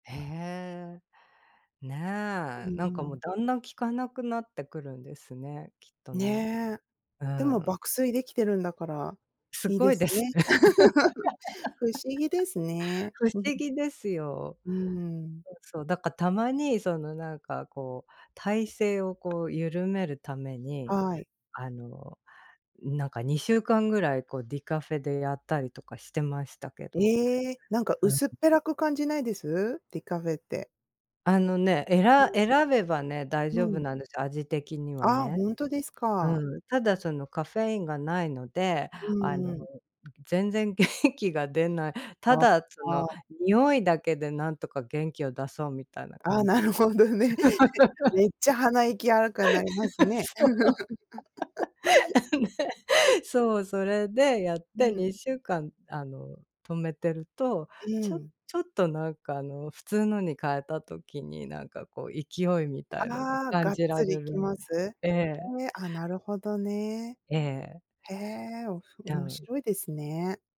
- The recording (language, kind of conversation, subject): Japanese, unstructured, 毎日の習慣の中で、特に大切にしていることは何ですか？
- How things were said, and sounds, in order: laugh; tapping; laughing while speaking: "ああ、なるほどね"; laugh; laughing while speaking: "そう。ね"; laugh